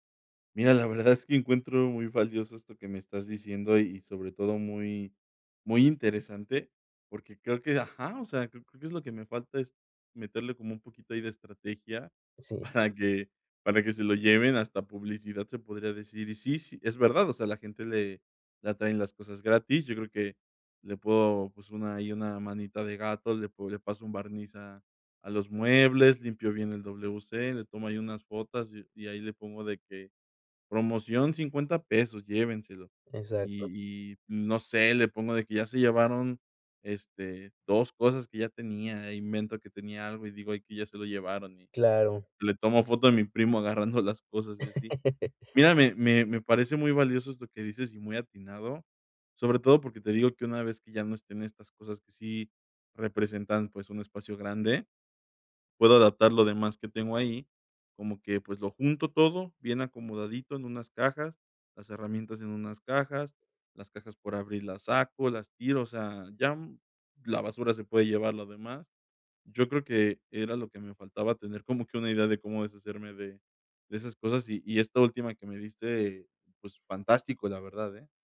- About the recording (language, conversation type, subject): Spanish, advice, ¿Cómo puedo descomponer una meta grande en pasos pequeños y alcanzables?
- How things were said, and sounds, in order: laughing while speaking: "para que"; "fotos" said as "fotas"; laugh